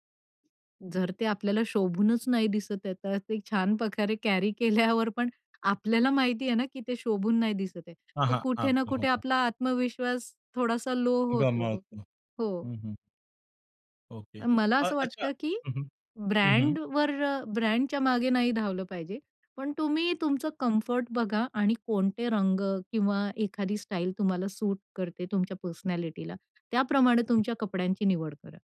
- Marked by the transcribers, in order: other background noise; in English: "पर्सनॅलिटीला"
- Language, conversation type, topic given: Marathi, podcast, स्टाईलमुळे तुमचा आत्मविश्वास कसा वाढला?